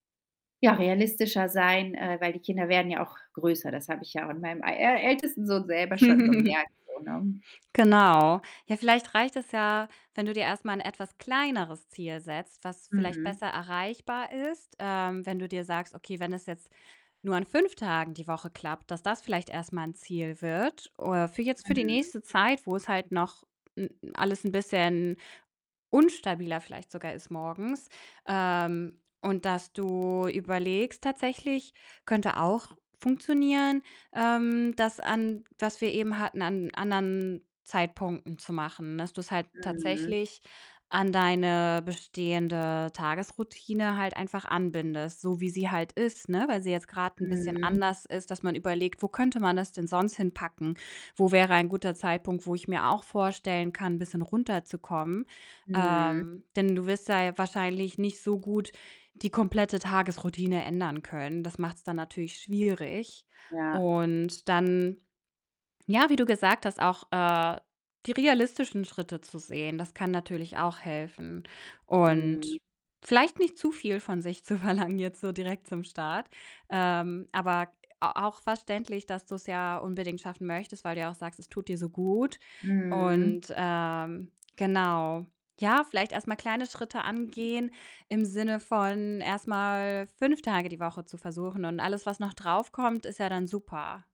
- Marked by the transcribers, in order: chuckle; distorted speech; static; other background noise; laughing while speaking: "zu verlangen"
- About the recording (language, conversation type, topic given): German, advice, Warum fällt es dir schwer, eine Meditations- oder Achtsamkeitsgewohnheit konsequent beizubehalten?